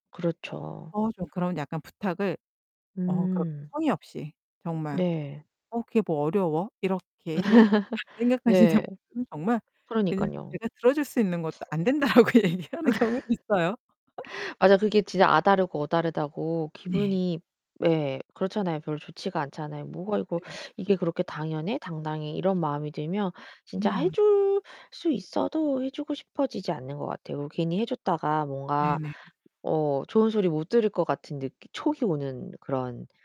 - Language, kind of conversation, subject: Korean, podcast, 거절하는 말을 자연스럽게 할 수 있도록 어떻게 연습하셨나요?
- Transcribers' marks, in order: distorted speech; tapping; laugh; laughing while speaking: "생각하시는"; laugh; laughing while speaking: "안 된다.라고 얘기하는 경우도 있어요"; laugh; other background noise